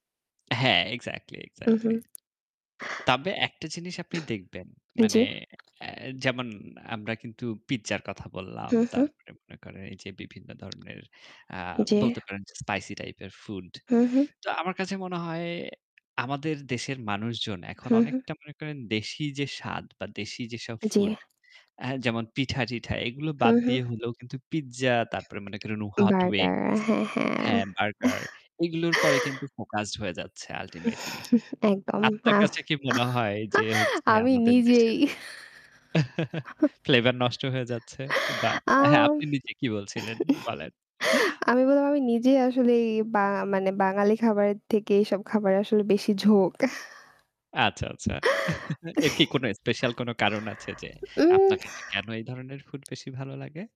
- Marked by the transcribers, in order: static; tapping; other background noise; in English: "spicy"; lip smack; other noise; in English: "hot wings"; chuckle; in English: "focused"; chuckle; in English: "ultimately"; chuckle; laughing while speaking: "আমি নিজেই"; chuckle; in English: "flavor"; chuckle; chuckle; chuckle
- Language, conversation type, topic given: Bengali, unstructured, তুমি কি মনে করো স্থানীয় খাবার খাওয়া ভালো, নাকি বিদেশি খাবার?